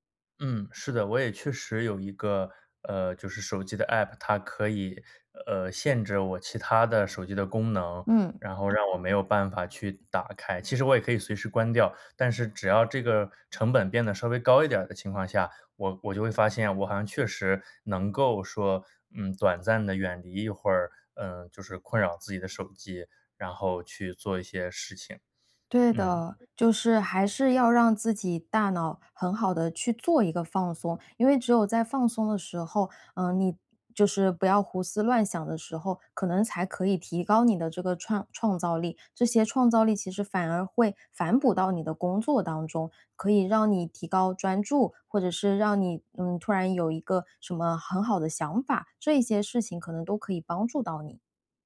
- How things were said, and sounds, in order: other background noise
- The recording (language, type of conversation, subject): Chinese, advice, 休息时我总是放不下工作，怎么才能真正放松？